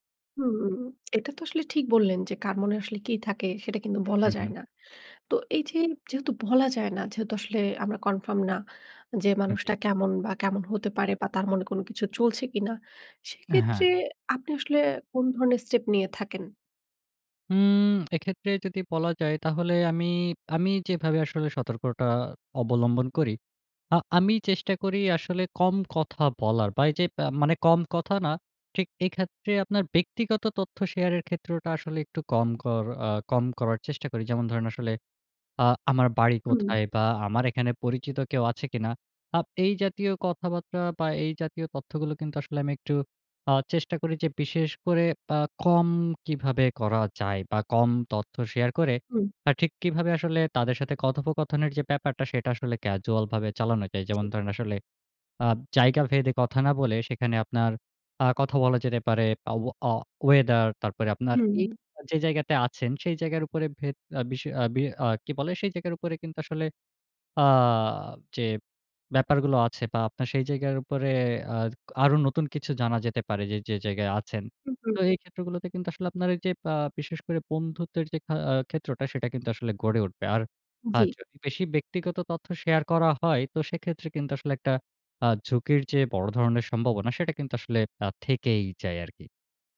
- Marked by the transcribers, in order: "সতর্কতা" said as "সতর্কটা"; in English: "casual"
- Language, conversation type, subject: Bengali, podcast, একলা ভ্রমণে সহজে বন্ধুত্ব গড়ার উপায় কী?